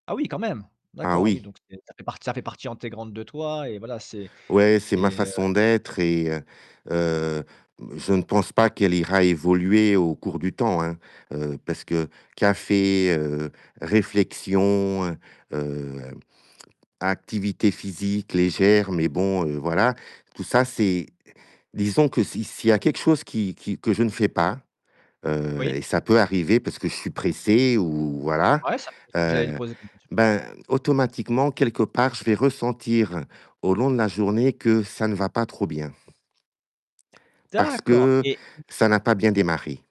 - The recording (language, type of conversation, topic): French, podcast, Quelle est ta routine du matin, et que fais-tu pour bien commencer ta journée ?
- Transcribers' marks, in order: distorted speech; tapping; other background noise